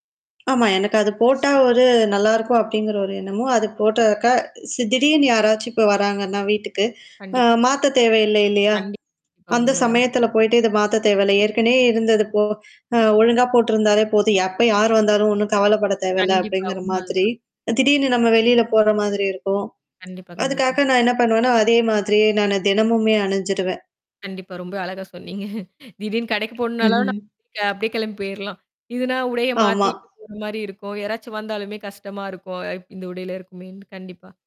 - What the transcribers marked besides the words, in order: static; other background noise; distorted speech; mechanical hum; laughing while speaking: "அழகா சொன்னீங்க. திடீர்னு கடைக்கு"; unintelligible speech
- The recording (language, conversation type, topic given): Tamil, podcast, உங்கள் உடைபாணி உங்களைப் பற்றி பிறருக்கு என்ன சொல்லுகிறது?